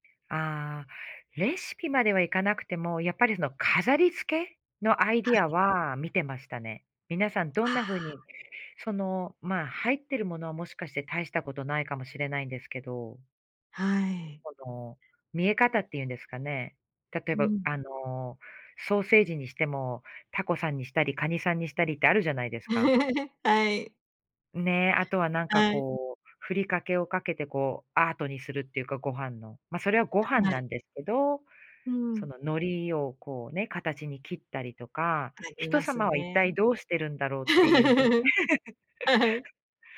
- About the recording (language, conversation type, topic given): Japanese, podcast, お弁当作りのコツはありますか？
- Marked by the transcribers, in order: laugh; unintelligible speech; laugh; laughing while speaking: "は はい"; laugh